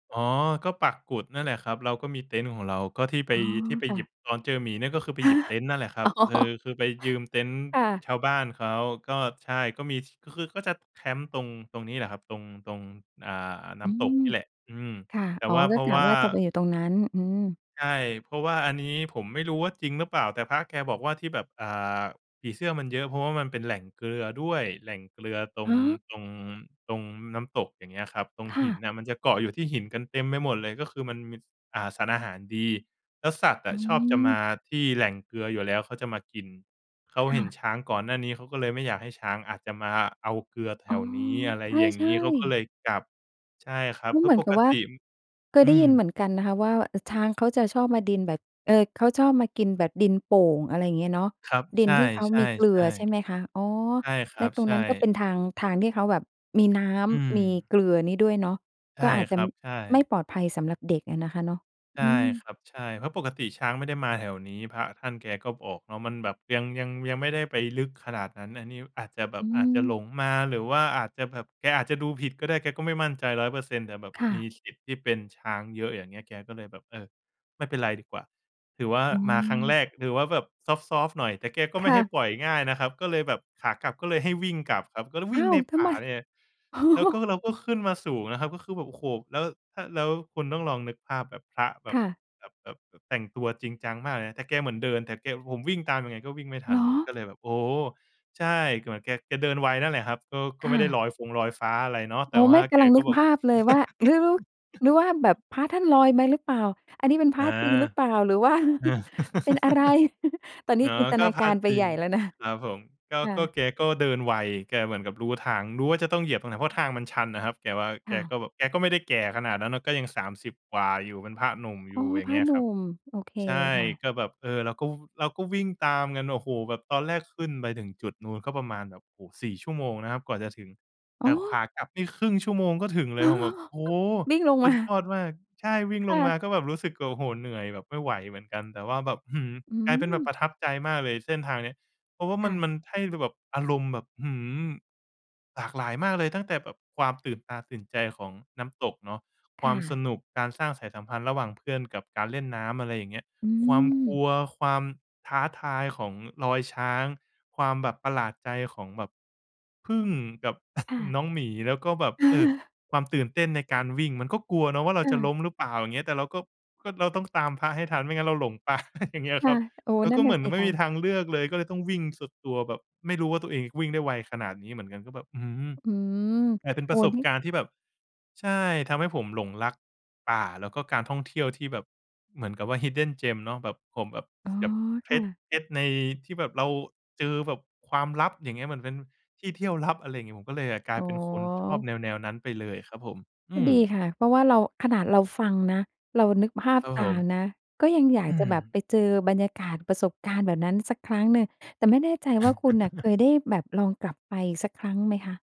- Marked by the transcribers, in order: surprised: "ฮะ !"; laughing while speaking: "อ๋อ"; laughing while speaking: "อ๋อ"; laugh; chuckle; chuckle; joyful: "โอ้โฮ ! สุดยอดมาก"; laughing while speaking: "อ๋อ"; chuckle; laughing while speaking: "เออ"; other background noise; laughing while speaking: "ป่า อย่างเงี้ย"; in English: "Hidden Gem"; chuckle
- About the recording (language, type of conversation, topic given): Thai, podcast, คุณมีเรื่องผจญภัยกลางธรรมชาติที่ประทับใจอยากเล่าให้ฟังไหม?
- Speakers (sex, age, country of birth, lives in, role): female, 50-54, Thailand, Thailand, host; male, 25-29, Thailand, Thailand, guest